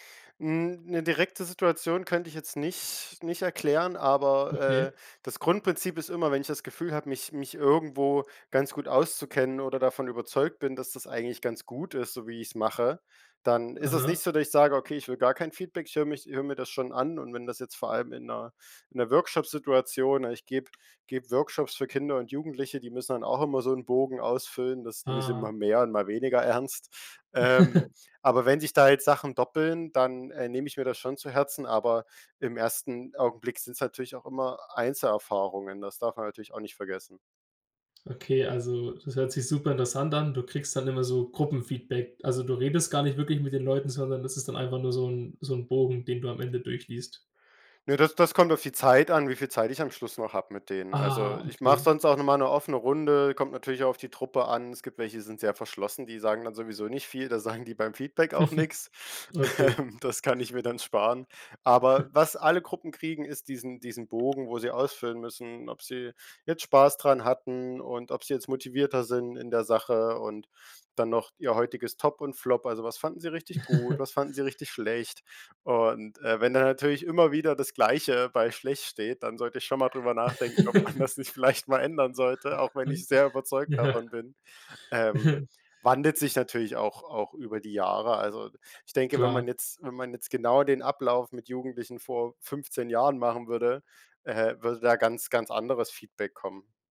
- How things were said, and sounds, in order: laughing while speaking: "ernst"; chuckle; chuckle; laughing while speaking: "sagen"; chuckle; laughing while speaking: "Ähm"; chuckle; laugh; laughing while speaking: "ob man das nicht vielleicht mal ändern sollte"; unintelligible speech; laughing while speaking: "Ja"; laughing while speaking: "Ja"; other background noise
- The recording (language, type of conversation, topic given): German, podcast, Wie kannst du Feedback nutzen, ohne dich kleinzumachen?